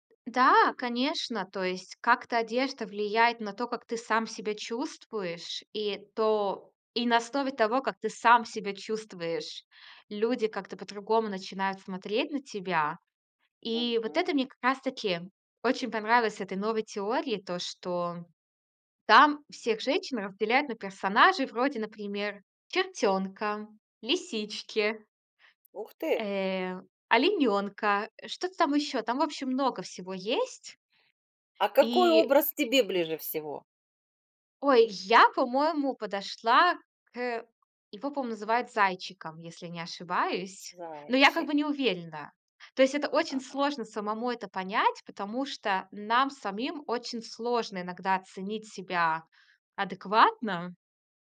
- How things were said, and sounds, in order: tapping
- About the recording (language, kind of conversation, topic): Russian, podcast, Как выбирать одежду, чтобы она повышала самооценку?